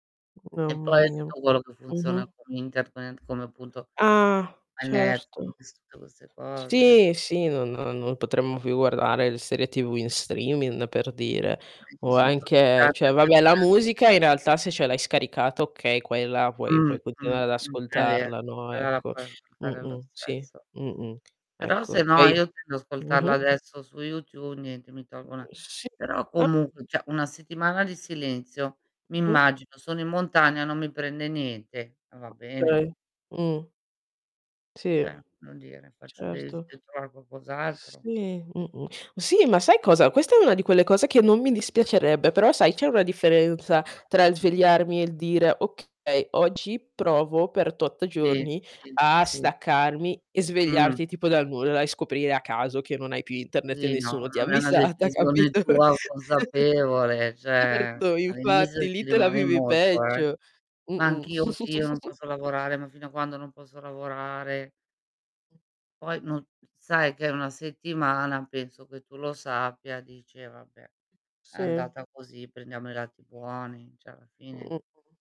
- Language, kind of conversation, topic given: Italian, unstructured, Come affronteresti una settimana senza accesso a Internet?
- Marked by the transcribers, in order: distorted speech; static; "internet" said as "intertnet"; "streaming" said as "streamin"; "cioè" said as "ceh"; tapping; "YouTube" said as "Youtu"; "cioè" said as "ceh"; other background noise; "cioè" said as "ceh"; laughing while speaking: "avvisata capito?"; laugh; chuckle; "cioè" said as "ceh"